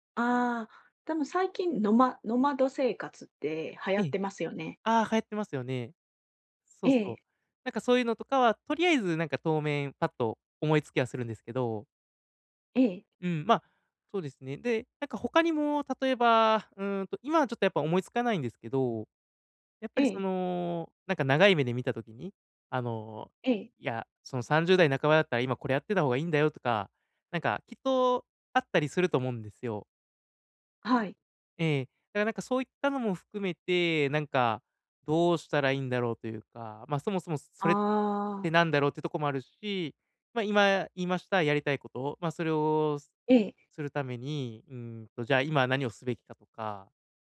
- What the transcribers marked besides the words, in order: none
- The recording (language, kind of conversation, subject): Japanese, advice, 大きな決断で後悔を避けるためには、どのように意思決定すればよいですか？